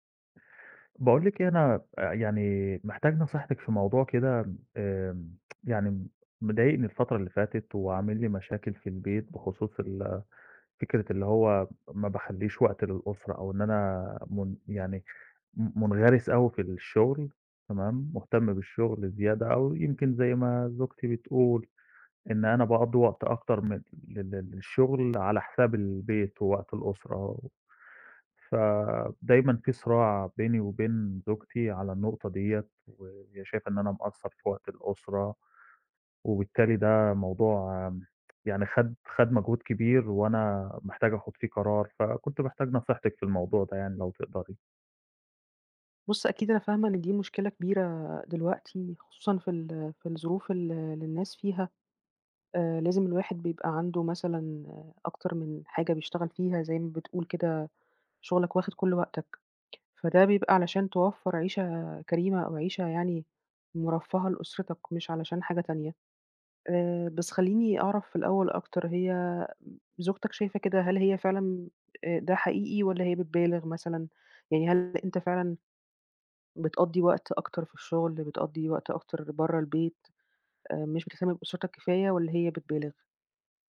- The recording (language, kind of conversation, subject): Arabic, advice, إزاي شغلك بيأثر على وقت الأسرة عندك؟
- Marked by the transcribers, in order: tsk; other background noise